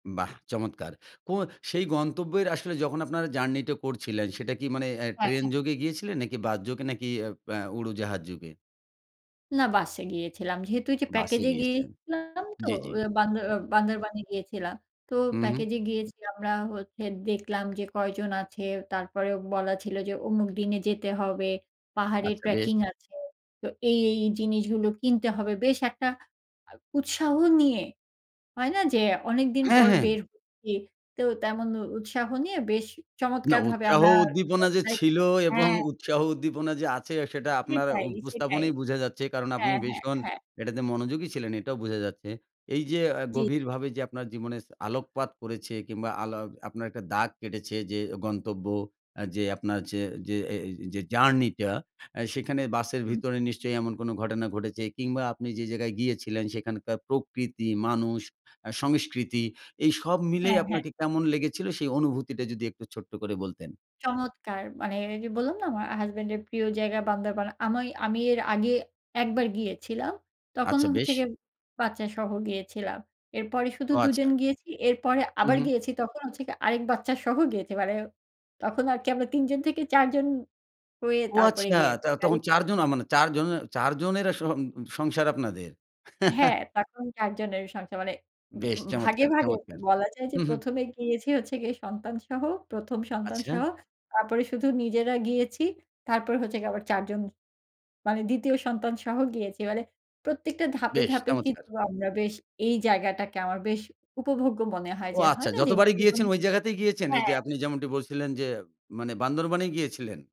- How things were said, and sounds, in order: other background noise; "জীবনে" said as "জীবনেস"; unintelligible speech; chuckle; tapping
- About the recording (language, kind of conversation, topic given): Bengali, podcast, বলে পারবেন, কোন গন্তব্য আপনার জীবনে সবচেয়ে গভীর ছাপ ফেলেছে?
- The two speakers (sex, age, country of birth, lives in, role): female, 40-44, Bangladesh, Finland, guest; male, 40-44, Bangladesh, Bangladesh, host